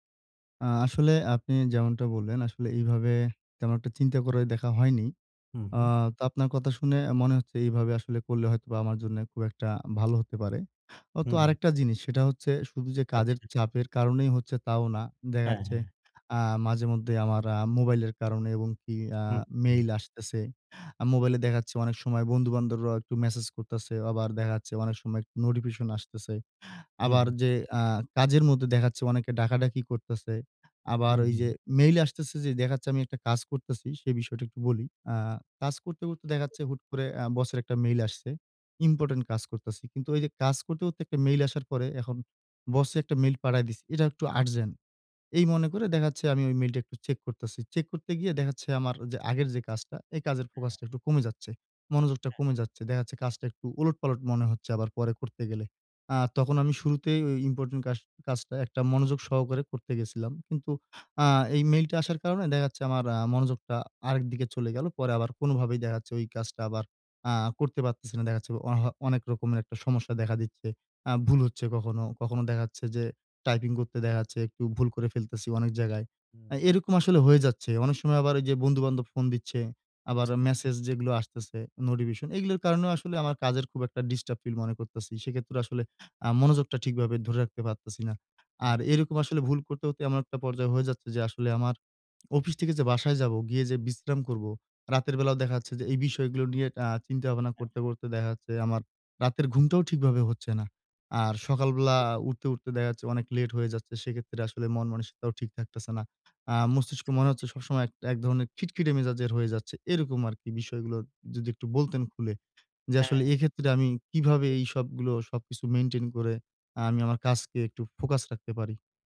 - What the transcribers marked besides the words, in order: tapping; other noise; "নোটিফিকেশন" said as "নোটিভেশন"; unintelligible speech; other background noise; in English: "মেইনটেইন"
- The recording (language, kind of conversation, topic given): Bengali, advice, কাজের সময় কীভাবে বিভ্রান্তি কমিয়ে মনোযোগ বাড়ানো যায়?